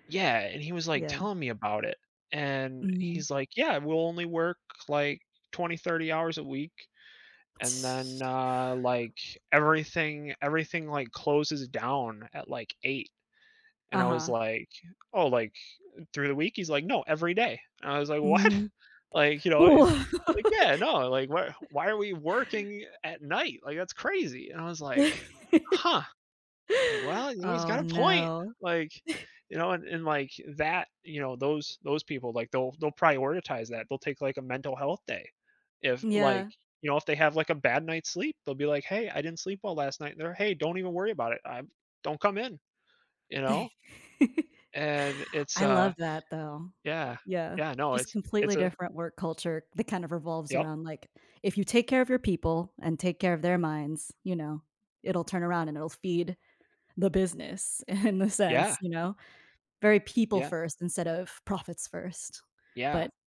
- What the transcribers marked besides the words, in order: tsk; laughing while speaking: "What?"; other background noise; laugh; chuckle; laugh
- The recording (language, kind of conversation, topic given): English, unstructured, In what ways can getting enough sleep improve your overall well-being?
- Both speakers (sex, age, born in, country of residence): female, 30-34, United States, United States; male, 30-34, United States, United States